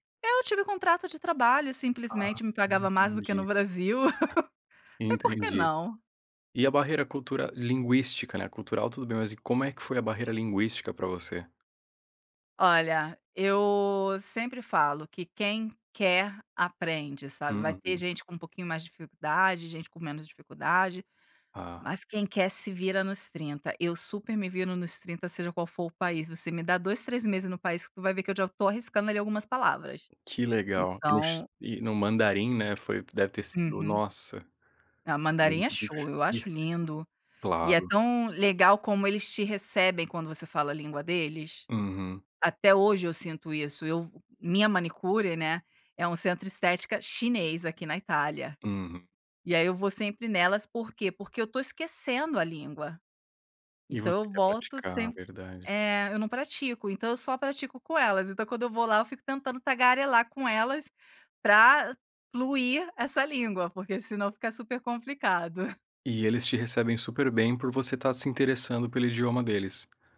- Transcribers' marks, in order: tapping; laugh; other noise; unintelligible speech
- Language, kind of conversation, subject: Portuguese, podcast, Quais palavras da sua língua não têm tradução?